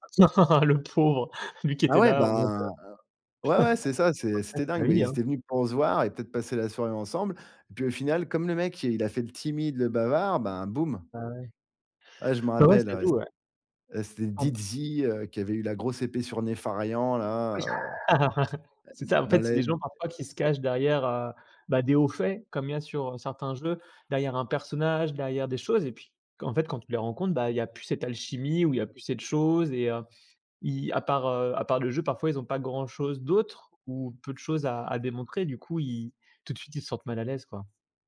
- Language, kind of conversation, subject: French, podcast, Comment savoir si une amitié en ligne est sincère ?
- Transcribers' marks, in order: chuckle; other background noise; chuckle; other noise; chuckle